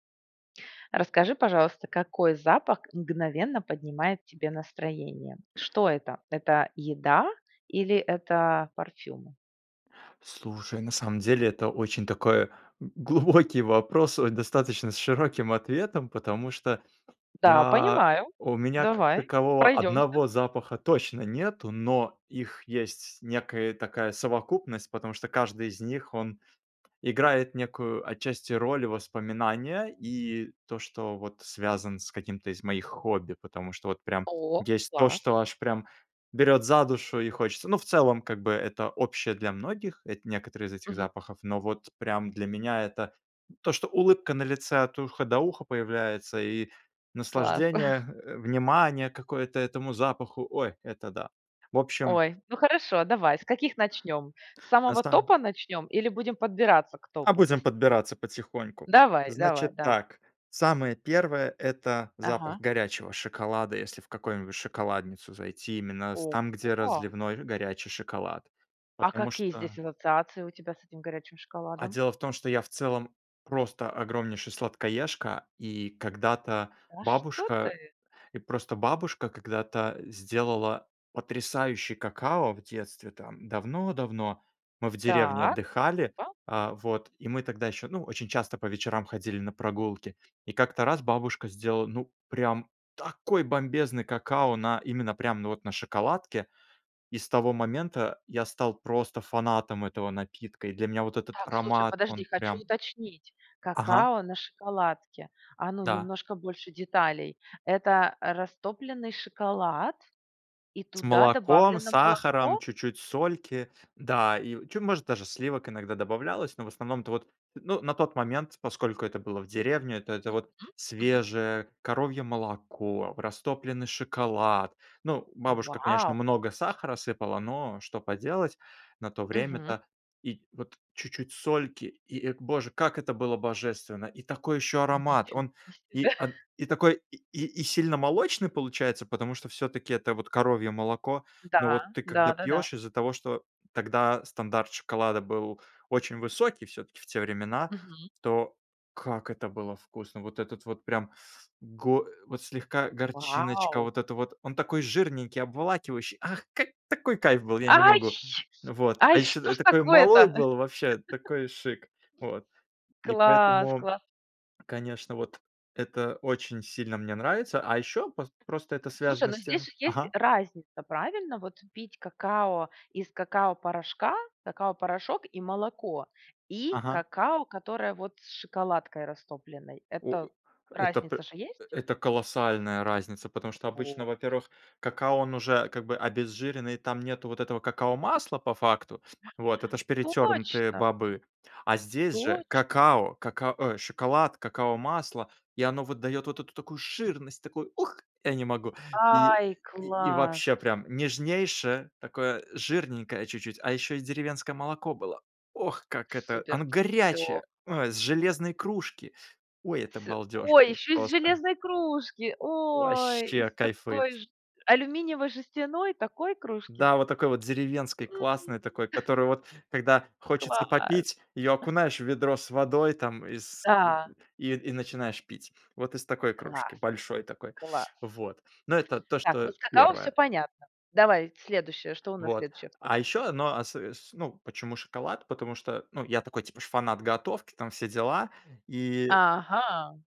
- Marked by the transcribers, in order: laughing while speaking: "глубокий"; tapping; chuckle; drawn out: "Ого!"; stressed: "такой"; chuckle; chuckle; other background noise; chuckle
- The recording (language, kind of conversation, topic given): Russian, podcast, Какой запах мгновенно поднимает тебе настроение?